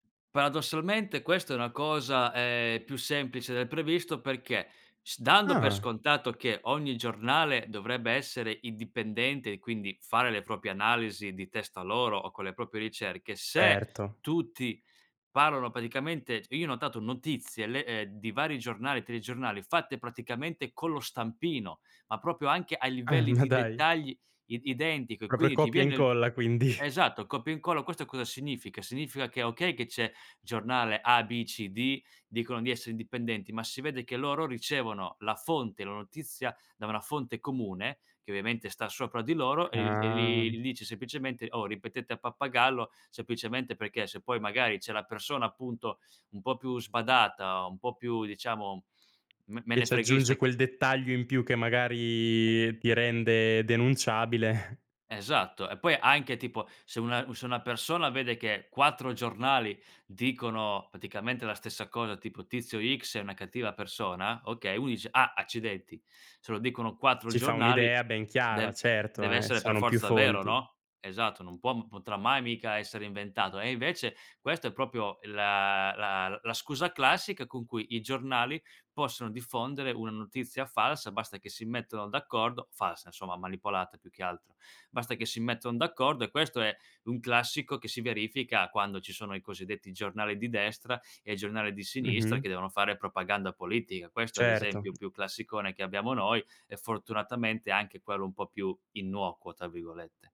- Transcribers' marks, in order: laughing while speaking: "ma dai"; laughing while speaking: "quindi"; other background noise; tapping; drawn out: "Ah"; drawn out: "magari"; chuckle; "innocuo" said as "innuocuo"
- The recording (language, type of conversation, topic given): Italian, podcast, Come riconosci una notizia falsa o manipolata?